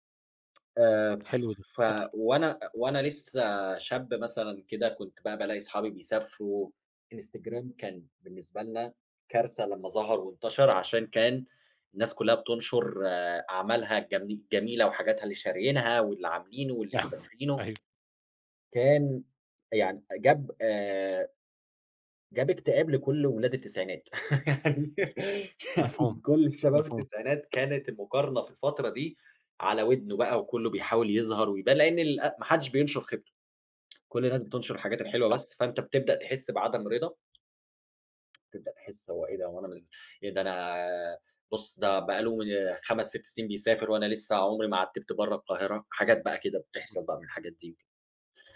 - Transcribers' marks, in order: laugh; tapping; laugh; laughing while speaking: "يعني يعني كل شباب التسعينات"; other noise
- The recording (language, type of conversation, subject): Arabic, podcast, إيه أسهل طريقة تبطّل تقارن نفسك بالناس؟